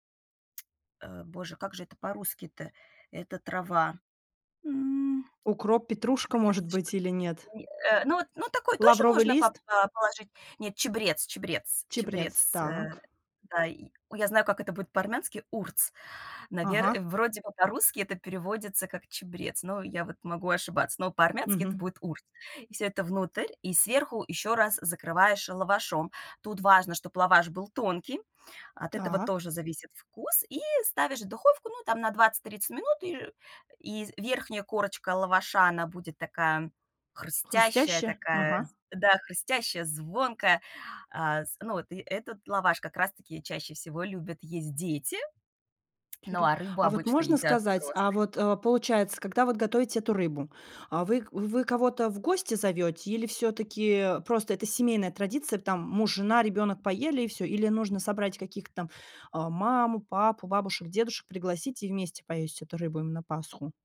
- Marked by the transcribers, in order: tapping
- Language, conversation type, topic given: Russian, podcast, Какая семейная традиция для вас особенно важна и почему?